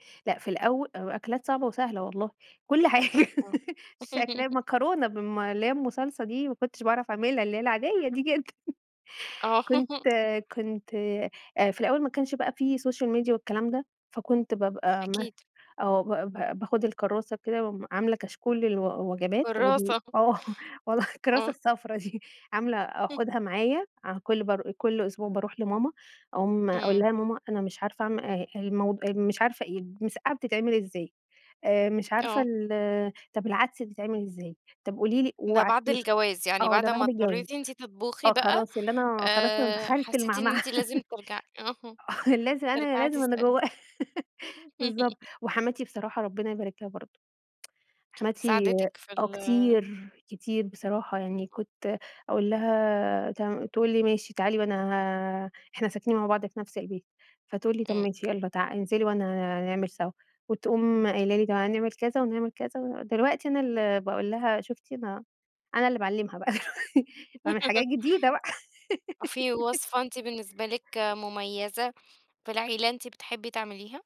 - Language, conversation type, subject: Arabic, podcast, إيه الطبق اللي دايمًا بيرتبط عندكم بالأعياد أو بطقوس العيلة؟
- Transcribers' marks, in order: laugh; chuckle; tapping; laugh; in English: "سوشيال ميديا"; laughing while speaking: "والله الكرّاسة الصفرا دي"; chuckle; other background noise; laugh; chuckle; laugh; tsk; laugh; laugh